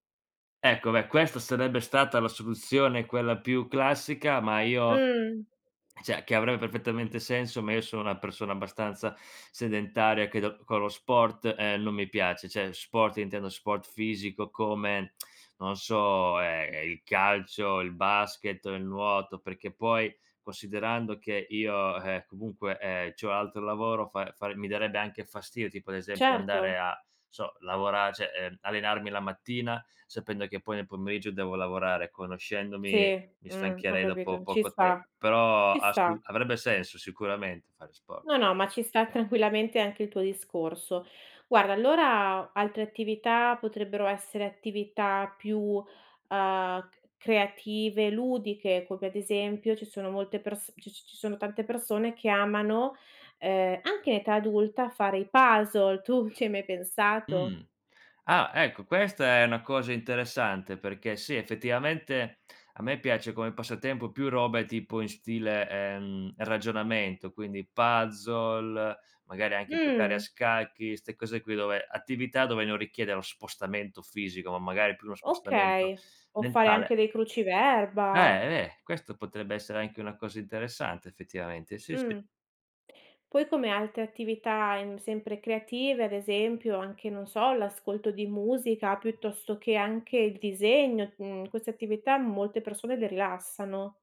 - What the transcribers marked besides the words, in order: swallow; "cioè" said as "ceh"; "cioè" said as "ceh"; tsk; "non" said as "n"; "cioè" said as "ceh"
- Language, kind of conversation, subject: Italian, advice, Come posso evitare di sentirmi sopraffatto quando provo a iniziare troppe nuove abitudini?